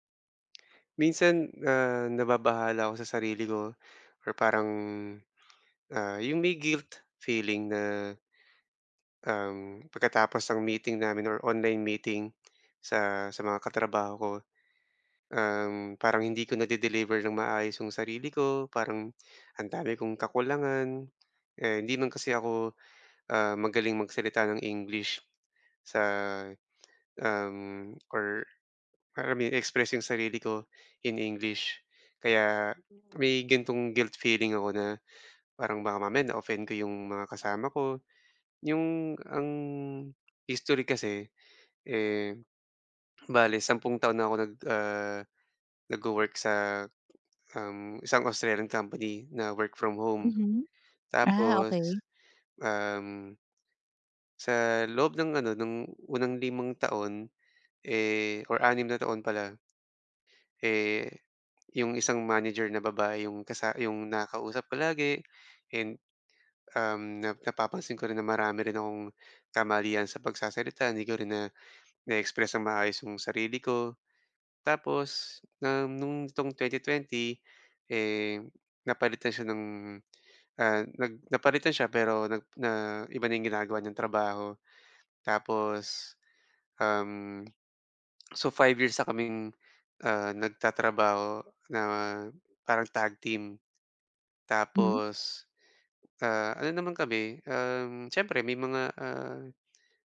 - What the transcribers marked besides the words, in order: tapping; other background noise; swallow; other noise
- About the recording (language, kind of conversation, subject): Filipino, advice, Paano ko mapapanatili ang kumpiyansa sa sarili kahit hinuhusgahan ako ng iba?